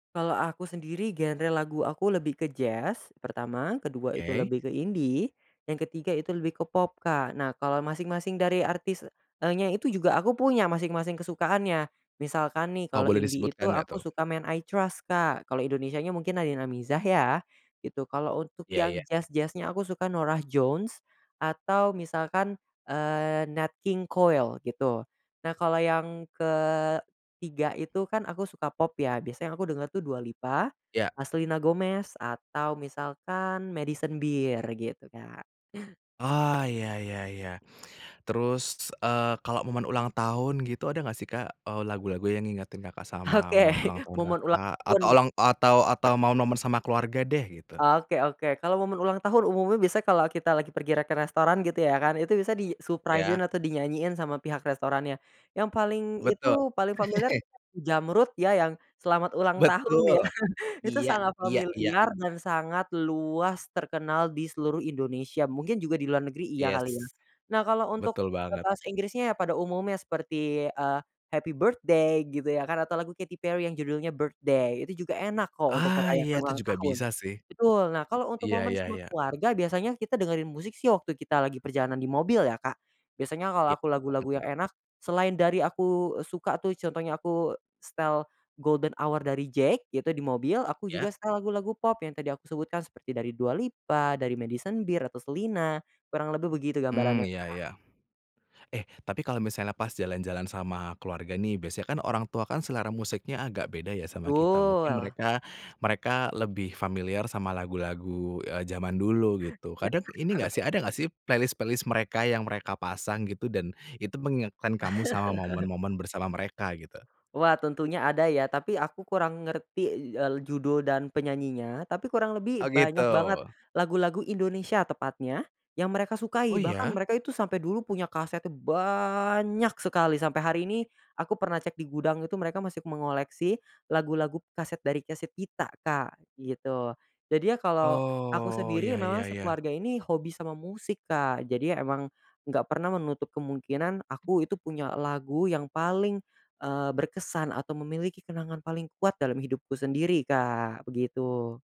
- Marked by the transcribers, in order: other background noise; laughing while speaking: "Oke"; in English: "di-suprise-in"; chuckle; laughing while speaking: "ya"; tapping; laughing while speaking: "Iya"; in English: "playlist-playlist"; laugh; other noise; stressed: "banyak"; drawn out: "Oh"
- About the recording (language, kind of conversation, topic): Indonesian, podcast, Apa kenangan paling kuat yang kamu kaitkan dengan sebuah lagu?